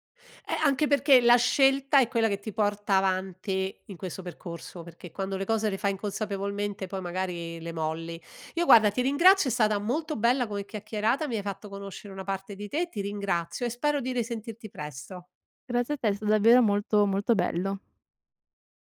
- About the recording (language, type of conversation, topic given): Italian, podcast, Cosa fai quando i tuoi valori entrano in conflitto tra loro?
- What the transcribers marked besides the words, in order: none